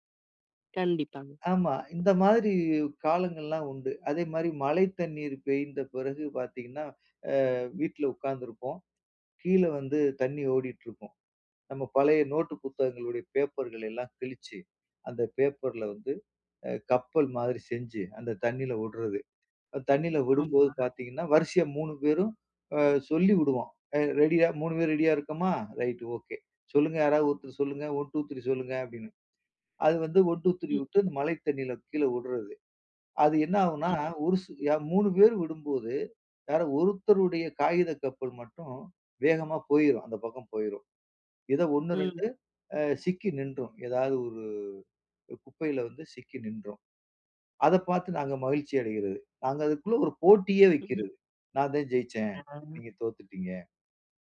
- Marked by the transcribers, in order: other background noise; in English: "ஒன், டூ, த்ரீ"; in English: "ஒன், டூ, த்ரீ"; drawn out: "ஒரு"; unintelligible speech; unintelligible speech
- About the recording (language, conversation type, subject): Tamil, podcast, மழை பூமியைத் தழுவும் போது உங்களுக்கு எந்த நினைவுகள் எழுகின்றன?